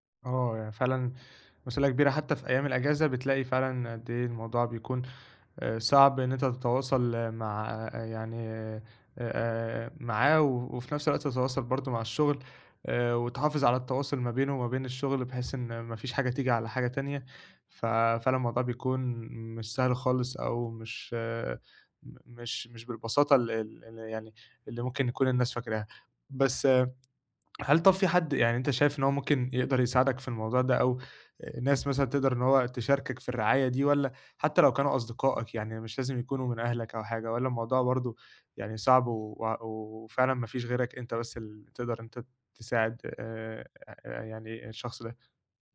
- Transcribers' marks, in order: tapping
- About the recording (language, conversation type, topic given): Arabic, advice, إزاي أوازن بين الشغل ومسؤوليات رعاية أحد والديّ؟